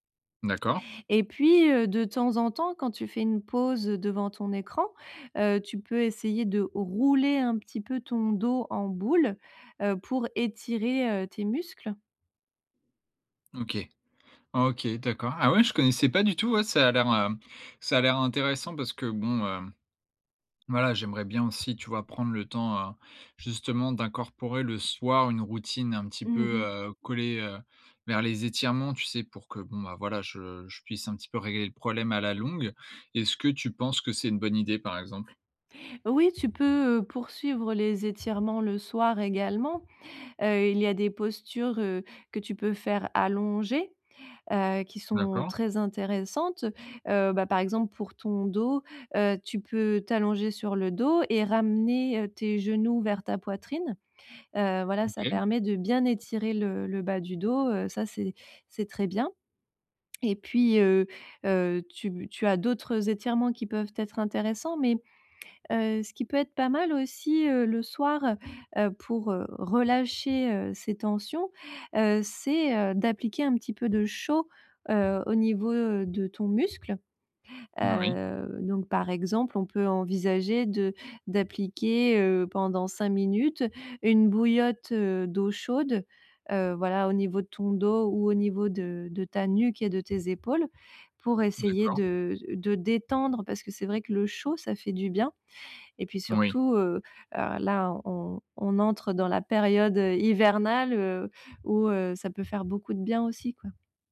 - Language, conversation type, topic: French, advice, Comment puis-je relâcher la tension musculaire générale quand je me sens tendu et fatigué ?
- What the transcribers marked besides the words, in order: tapping